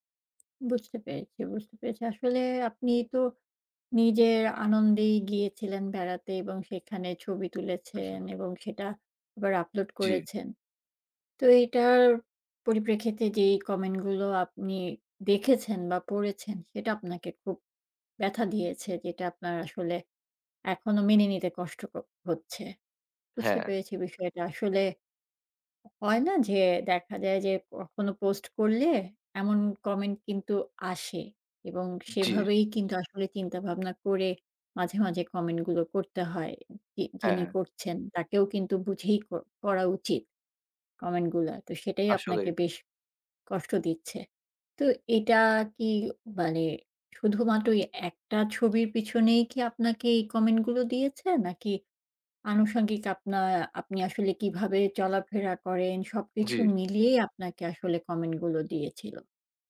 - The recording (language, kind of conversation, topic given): Bengali, advice, সামাজিক মিডিয়ায় প্রকাশ্যে ট্রোলিং ও নিম্নমানের সমালোচনা কীভাবে মোকাবিলা করেন?
- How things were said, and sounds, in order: tapping; other noise